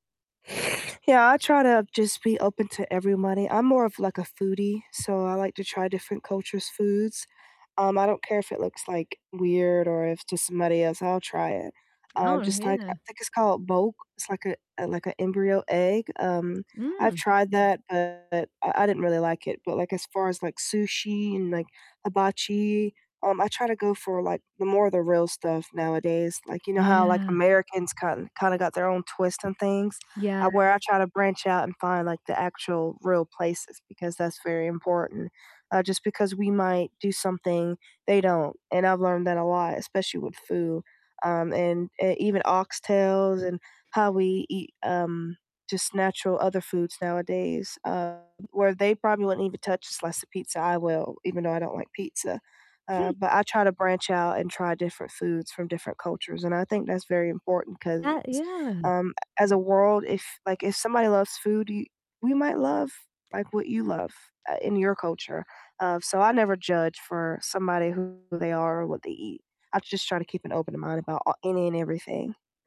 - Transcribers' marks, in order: tapping; distorted speech; other background noise
- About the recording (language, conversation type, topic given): English, unstructured, How can people from different backgrounds get along?
- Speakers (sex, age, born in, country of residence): female, 20-24, United States, United States; female, 40-44, United States, United States